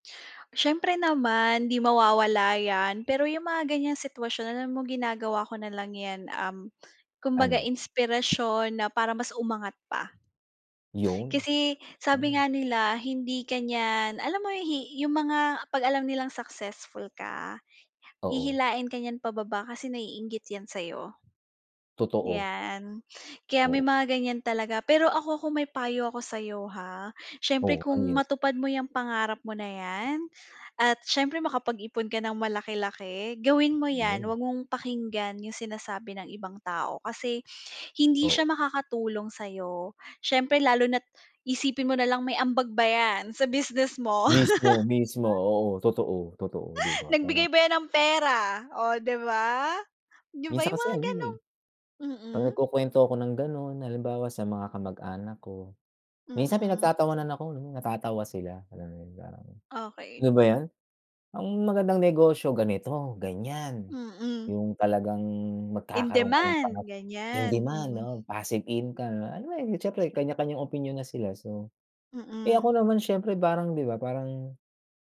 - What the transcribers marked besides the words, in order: other background noise; laugh
- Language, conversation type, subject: Filipino, unstructured, Ano ang mga hadlang na madalas mong nararanasan sa pagtupad sa iyong mga pangarap?